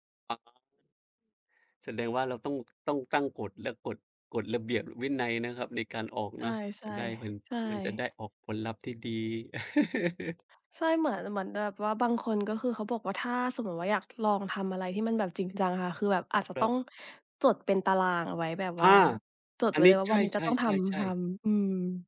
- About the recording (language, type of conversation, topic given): Thai, unstructured, คุณเคยเลิกออกกำลังกายเพราะรู้สึกเหนื่อยหรือเบื่อไหม?
- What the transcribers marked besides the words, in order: other background noise; chuckle